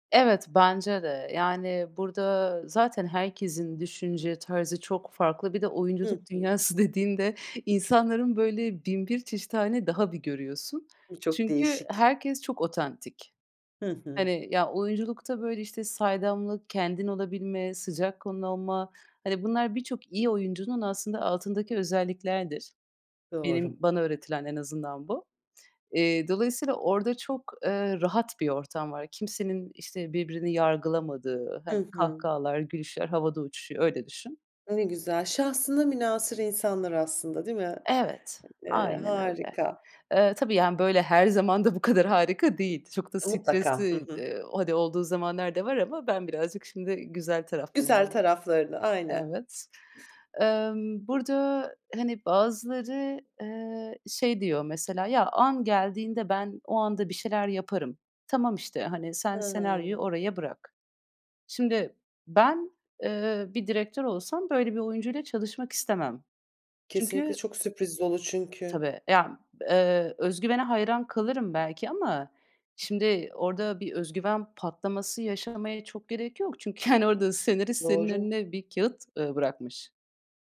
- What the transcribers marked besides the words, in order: laughing while speaking: "dünyası dediğinde"; "kanlı" said as "konlu"; laughing while speaking: "zaman da bu kadar harika"; other background noise; laughing while speaking: "hani"
- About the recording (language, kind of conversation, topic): Turkish, podcast, İlhamı beklemek mi yoksa çalışmak mı daha etkilidir?